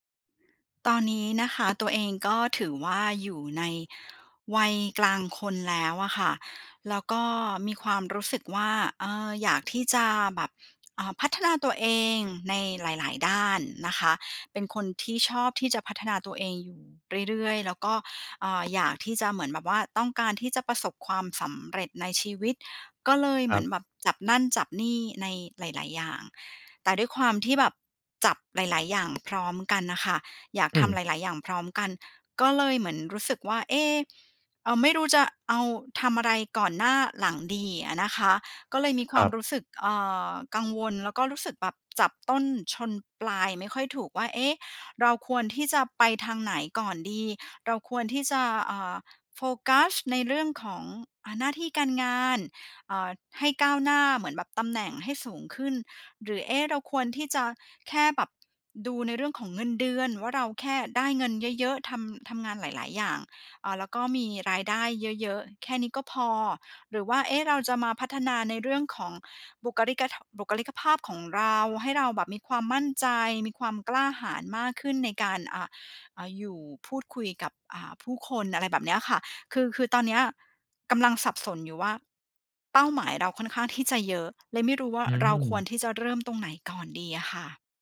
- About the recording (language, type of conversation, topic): Thai, advice, ฉันควรจัดลำดับความสำคัญของเป้าหมายหลายอย่างที่ชนกันอย่างไร?
- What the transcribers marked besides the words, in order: tapping